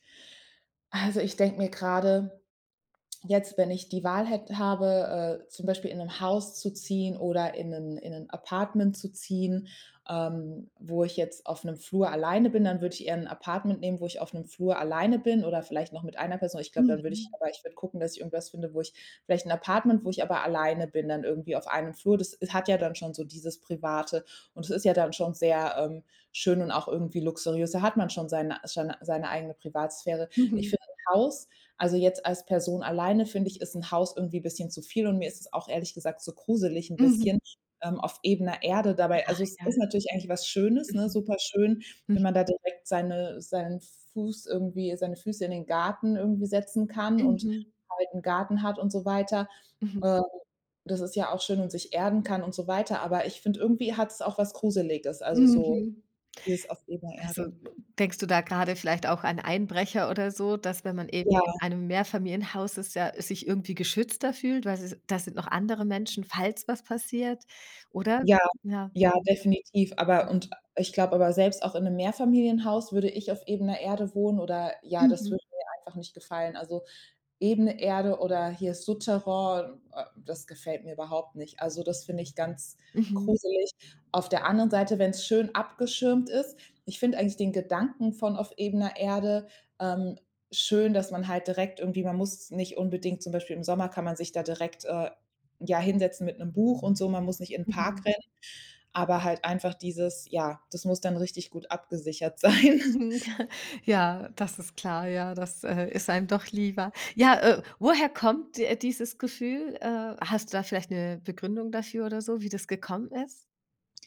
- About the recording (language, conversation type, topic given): German, podcast, Wie kann man das Vertrauen in der Nachbarschaft stärken?
- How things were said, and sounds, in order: other background noise; chuckle; laugh